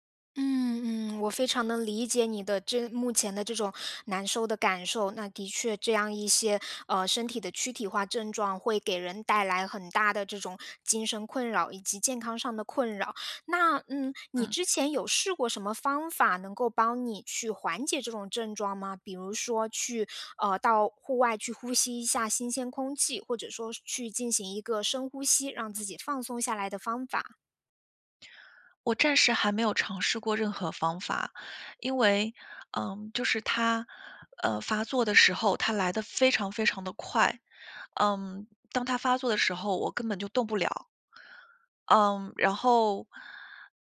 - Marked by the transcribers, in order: none
- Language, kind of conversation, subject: Chinese, advice, 如何快速缓解焦虑和恐慌？